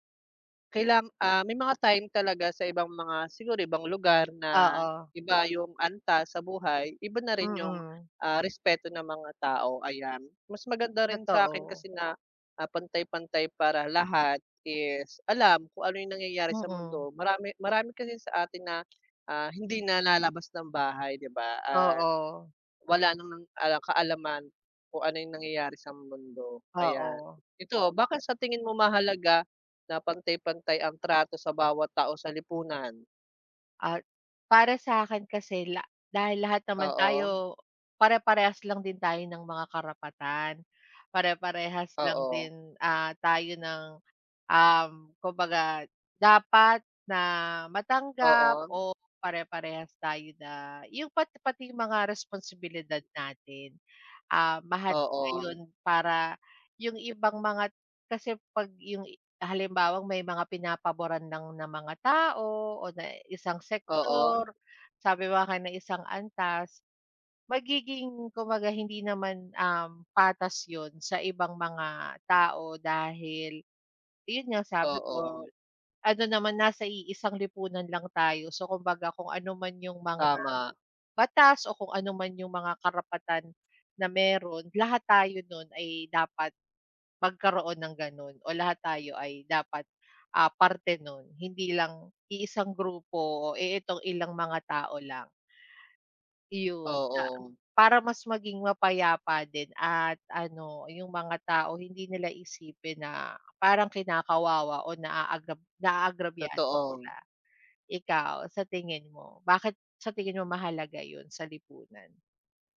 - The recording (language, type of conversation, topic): Filipino, unstructured, Paano mo maipapaliwanag ang kahalagahan ng pagkakapantay-pantay sa lipunan?
- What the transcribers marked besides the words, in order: other background noise; tapping; background speech; inhale